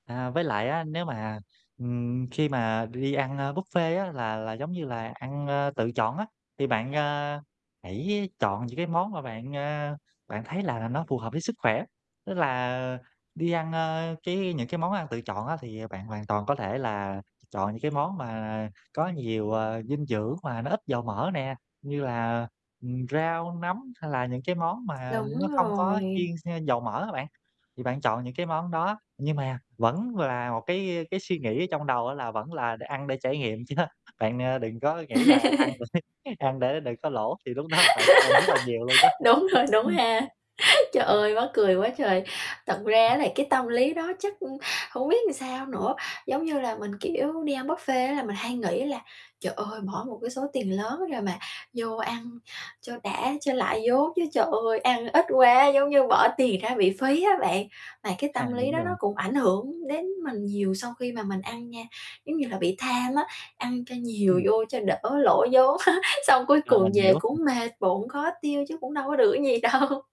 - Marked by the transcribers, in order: other background noise; tapping; laughing while speaking: "chớ"; chuckle; laughing while speaking: "đó"; laugh; laughing while speaking: "Đúng rồi, đúng ha"; chuckle; laughing while speaking: "xong"; laughing while speaking: "đâu"
- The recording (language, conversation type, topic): Vietnamese, advice, Làm sao để tránh ăn quá nhiều khi đi ăn ngoài?